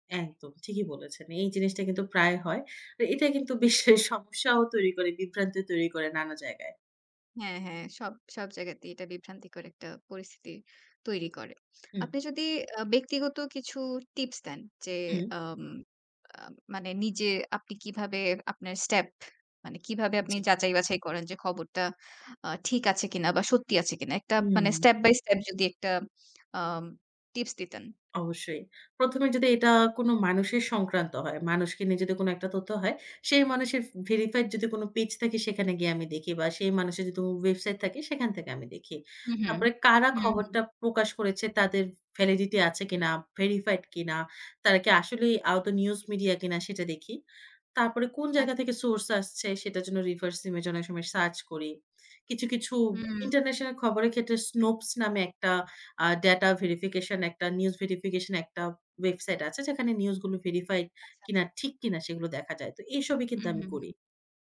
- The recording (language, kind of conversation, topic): Bengali, podcast, অনলাইনে কোনো খবর দেখলে আপনি কীভাবে সেটির সত্যতা যাচাই করেন?
- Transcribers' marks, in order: laughing while speaking: "বিশ্বে সমস্যাও"; other background noise; in English: "step by step"; tapping; in English: "ভ্যালিডিটি"; in English: "রিভার্স ইমেজ"